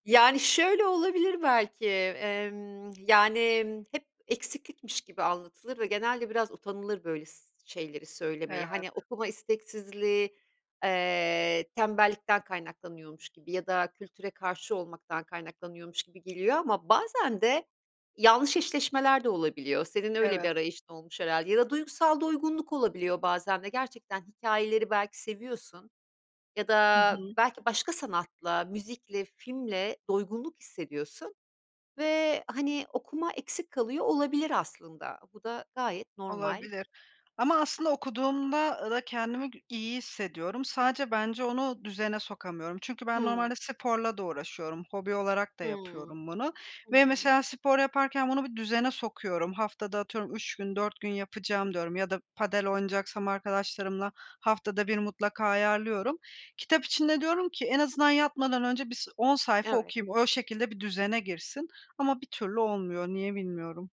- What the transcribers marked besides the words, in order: lip smack; tapping
- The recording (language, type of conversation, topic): Turkish, podcast, Hobiler stresle başa çıkmana nasıl yardımcı olur?